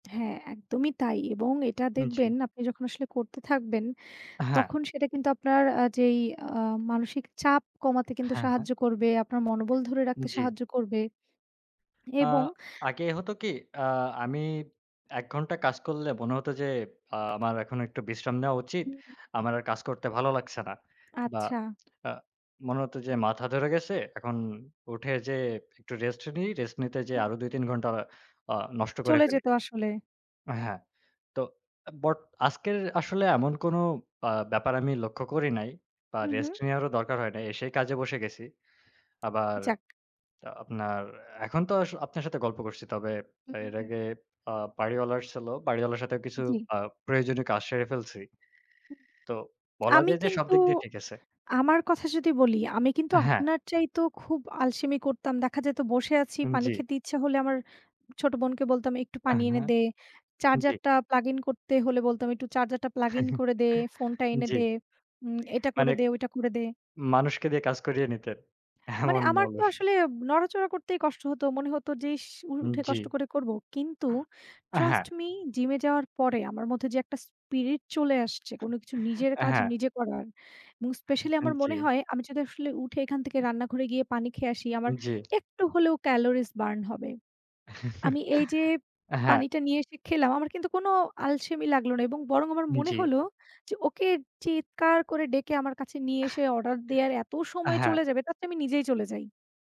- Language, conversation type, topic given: Bengali, unstructured, শরীরচর্চা করলে মনও ভালো থাকে কেন?
- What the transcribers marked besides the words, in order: tapping; chuckle; laughing while speaking: "এমন অলস"; in English: "ট্রাস্ট মি"; chuckle; chuckle; chuckle; chuckle